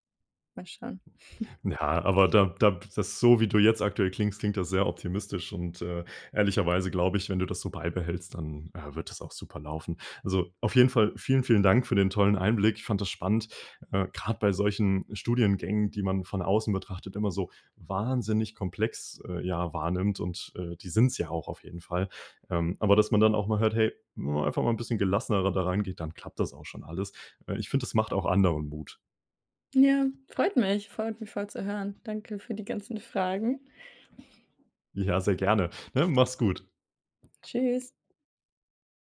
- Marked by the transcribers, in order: chuckle
- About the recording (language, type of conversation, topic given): German, podcast, Wie bleibst du langfristig beim Lernen motiviert?